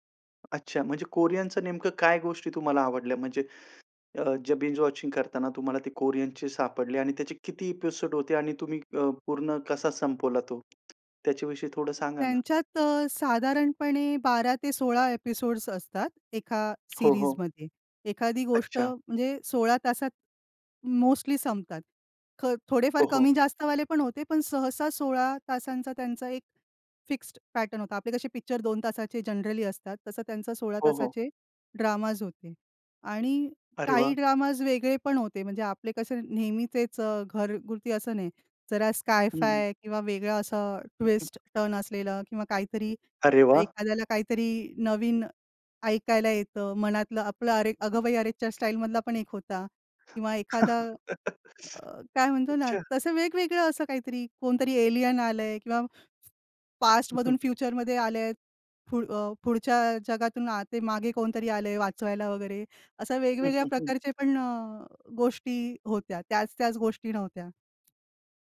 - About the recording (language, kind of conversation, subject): Marathi, podcast, तुम्ही सलग अनेक भाग पाहता का, आणि त्यामागचे कारण काय आहे?
- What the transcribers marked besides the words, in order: tapping; in English: "कोरियनच्या"; in English: "बिंज-वॉचिंग"; in English: "कोरियनचे"; in English: "एपिसोड"; other background noise; in English: "एपिसोड्स"; in English: "सीरीजमध्ये"; in English: "फिक्स्ड पॅटर्न"; in English: "जनरली"; in English: "ड्रामाझ"; in English: "ड्रामाझ"; in English: "ट्विस्ट टर्न"; other noise; laugh; in English: "एलियन"; in English: "पास्टमधून फ्युचरमध्ये"